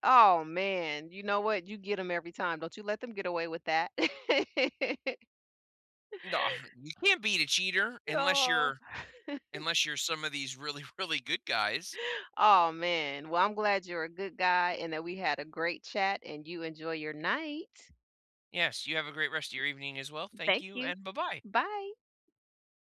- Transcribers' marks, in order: laugh; scoff; chuckle; laughing while speaking: "really"; other background noise
- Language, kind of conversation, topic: English, unstructured, What hobby would help me smile more often?